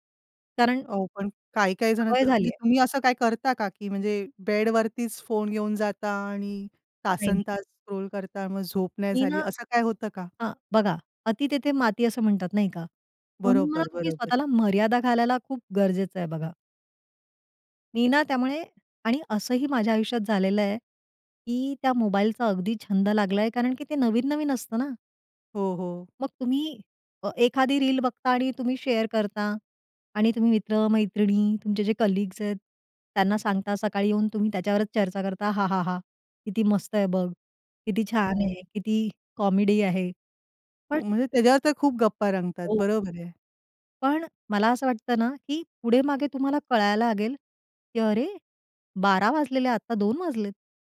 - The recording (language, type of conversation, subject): Marathi, podcast, रात्री शांत झोपेसाठी तुमची दिनचर्या काय आहे?
- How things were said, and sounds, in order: in English: "स्क्रोल"; in English: "शेअर"; in English: "कलीग्स"